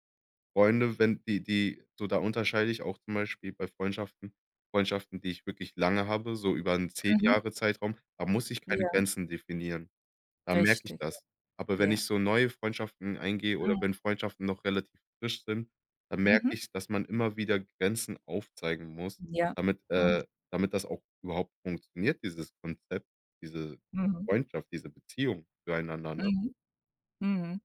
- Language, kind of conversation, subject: German, podcast, Wie setzt du in Freundschaften Grenzen?
- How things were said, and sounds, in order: none